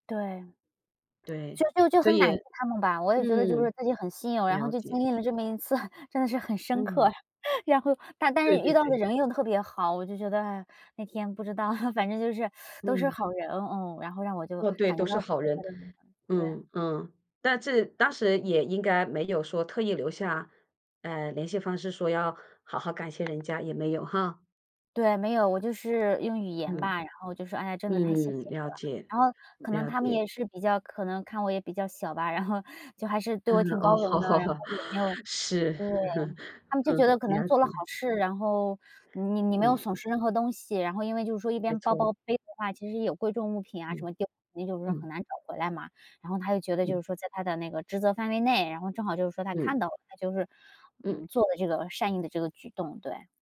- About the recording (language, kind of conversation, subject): Chinese, podcast, 你在路上有没有遇到过有人帮了你一个大忙？
- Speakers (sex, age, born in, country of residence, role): female, 30-34, China, United States, guest; female, 50-54, China, United States, host
- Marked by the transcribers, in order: tapping; laughing while speaking: "次"; chuckle; chuckle; teeth sucking; unintelligible speech; other background noise; laughing while speaking: "后"; laughing while speaking: "好 好 好，是"; chuckle